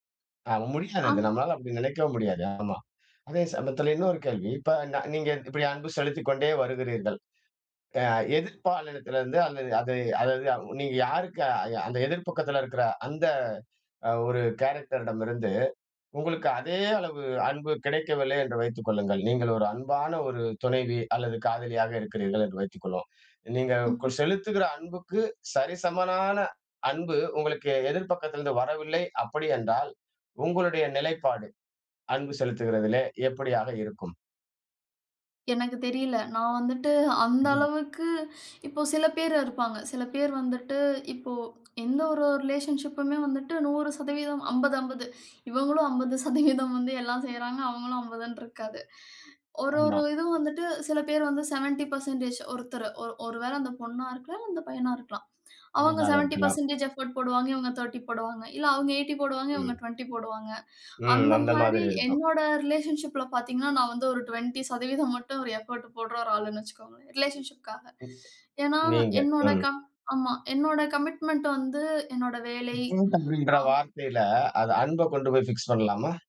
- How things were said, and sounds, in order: in English: "கேரக்டர்"; other background noise; in English: "ரிலேஷன்ஷிப்புமே"; laughing while speaking: "அம்பது சதவீதம்"; in English: "செவண்டி பெர்ஸன்டேஜ்"; in English: "செவண்டி பெர்ஸன்டேஜ் எஃபோர்ட்"; in English: "தேர்ட்டி"; in English: "எயிட்டி"; in English: "ரிலேஷன்ஷிப்ல"; in English: "டிவெண்டி சதவீதம்"; unintelligible speech; in English: "ரிலேஷன்ஷிப்காக"; in English: "கமிட்மென்ட்"; unintelligible speech; in English: "பிக்ஸ்"
- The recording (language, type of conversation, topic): Tamil, podcast, அன்பு காட்டிக்கொண்டே ஒரே நேரத்தில் எல்லைகளை எப்படி நிர்ணயிக்கலாம்?